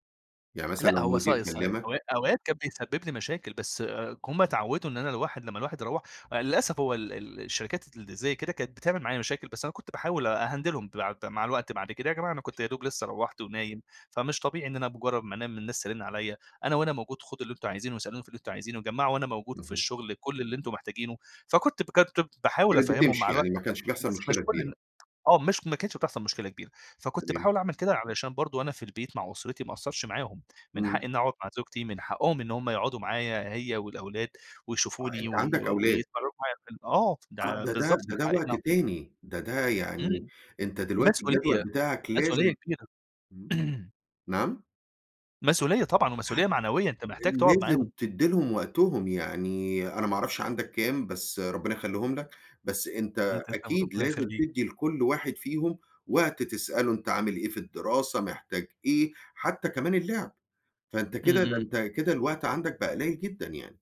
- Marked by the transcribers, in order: in English: "أهندلهم"; other background noise; tapping; unintelligible speech; unintelligible speech; throat clearing; other noise
- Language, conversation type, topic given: Arabic, podcast, إزاي بتلاقي وقت لهواياتك وسط الشغل والالتزامات؟